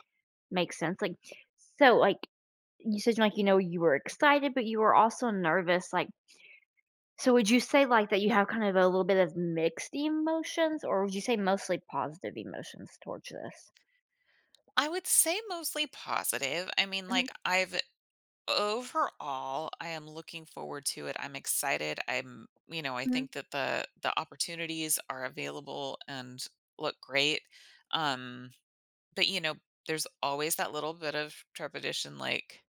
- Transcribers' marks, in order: "trepidation" said as "trepidition"
- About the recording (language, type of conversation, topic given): English, advice, How should I prepare for a major life change?
- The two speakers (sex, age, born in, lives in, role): female, 30-34, United States, United States, advisor; female, 40-44, United States, United States, user